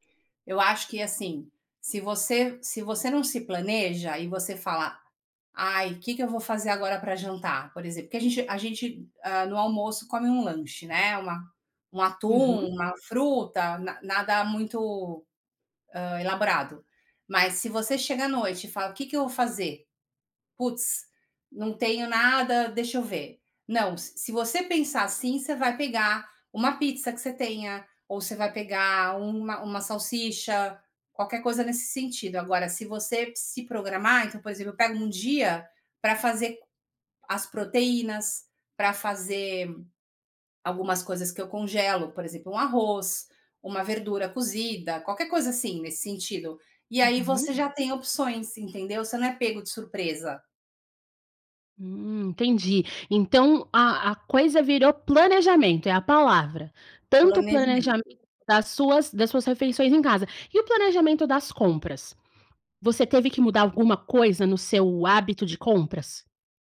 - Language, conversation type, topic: Portuguese, podcast, Como a comida do novo lugar ajudou você a se adaptar?
- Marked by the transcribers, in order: tapping